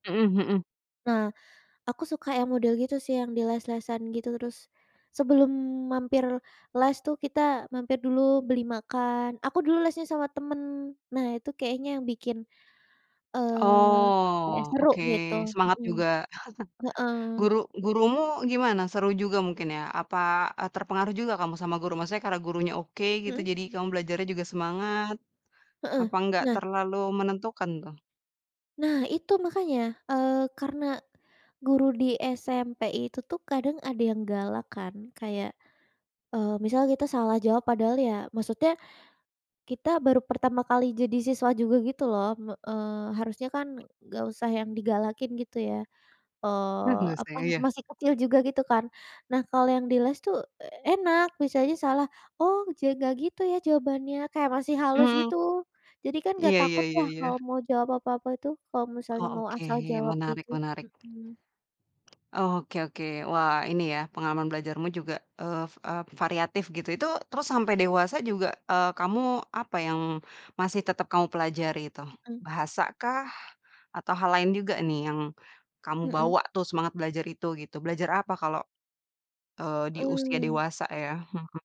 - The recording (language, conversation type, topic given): Indonesian, podcast, Bagaimana cara Anda tetap semangat belajar sepanjang hidup?
- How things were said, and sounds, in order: drawn out: "Oh"; chuckle; other background noise; chuckle; tapping